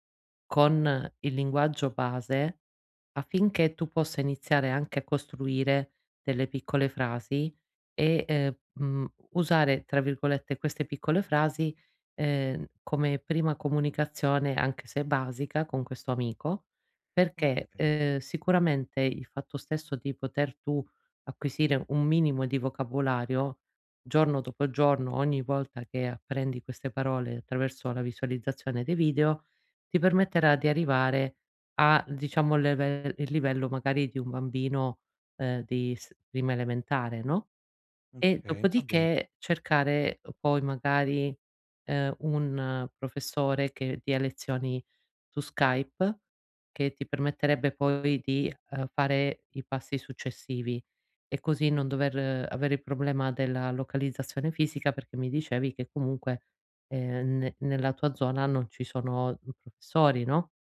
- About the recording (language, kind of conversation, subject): Italian, advice, Perché faccio fatica a iniziare un nuovo obiettivo personale?
- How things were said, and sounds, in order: none